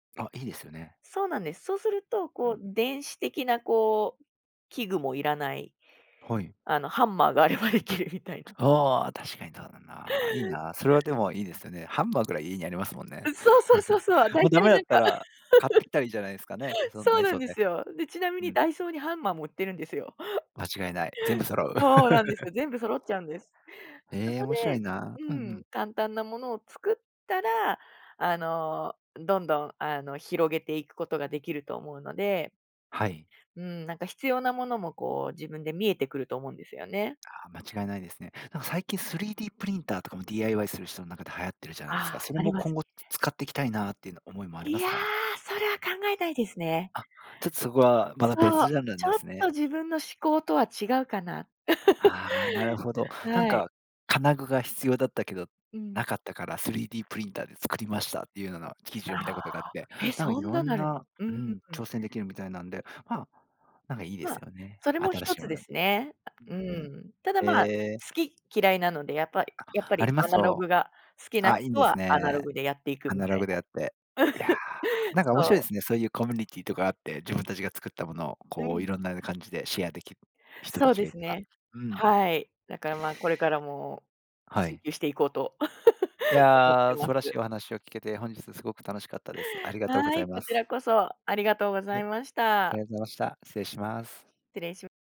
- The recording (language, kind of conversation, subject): Japanese, podcast, 最近ハマっている趣味は何ですか？
- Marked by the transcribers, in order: laughing while speaking: "あればできるみたいな"; chuckle; laugh; laugh; laugh; chuckle; other background noise; laugh